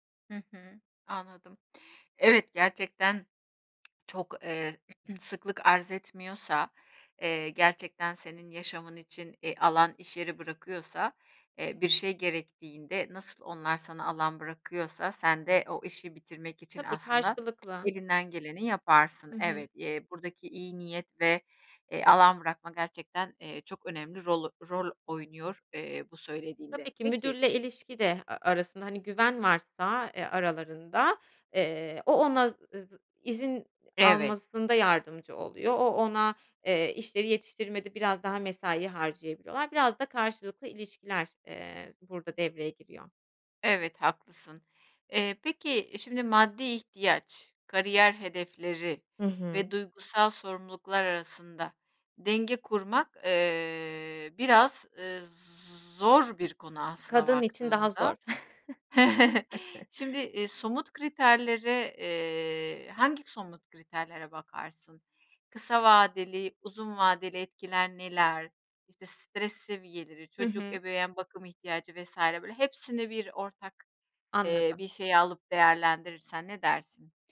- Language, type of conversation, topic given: Turkish, podcast, İş ve aile arasında karar verirken dengeyi nasıl kuruyorsun?
- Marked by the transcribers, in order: tapping; throat clearing; other background noise; unintelligible speech; chuckle; chuckle